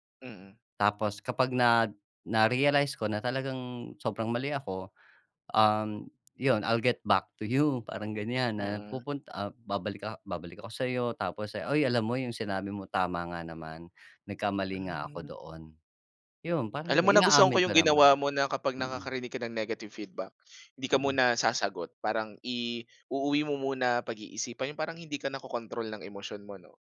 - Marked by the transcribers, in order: tapping; in English: "I'll get back to you"
- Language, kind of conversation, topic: Filipino, podcast, Paano mo tinatanggap ang mga kritisismong natatanggap mo tungkol sa gawa mo?